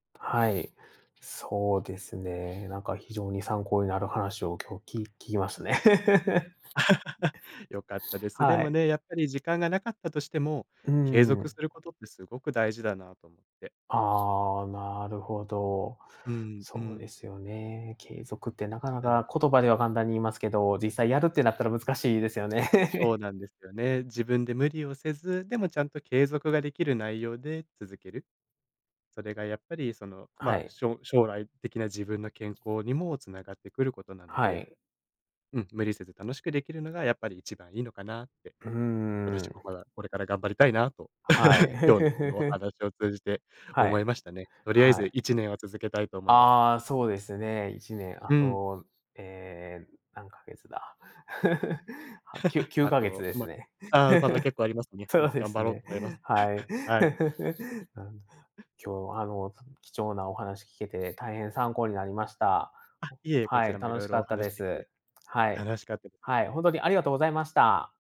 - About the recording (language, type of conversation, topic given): Japanese, podcast, 時間がないとき、健康管理はどうしていますか？
- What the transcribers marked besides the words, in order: other background noise; giggle; laugh; giggle; giggle; laugh; giggle; giggle; laughing while speaking: "そうですね"; chuckle; giggle